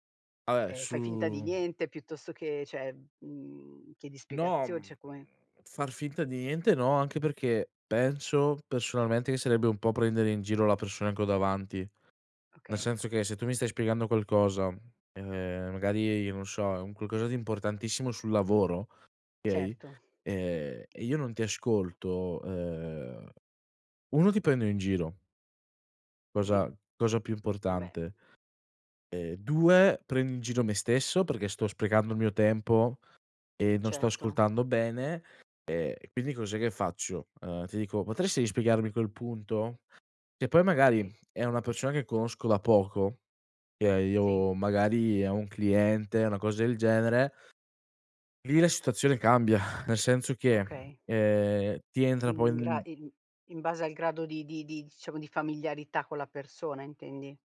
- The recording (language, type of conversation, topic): Italian, podcast, Come affronti la frustrazione quando non capisci qualcosa?
- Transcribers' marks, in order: other background noise; "cioè" said as "ceh"; "cioè" said as "ceh"; "okay" said as "kay"; sigh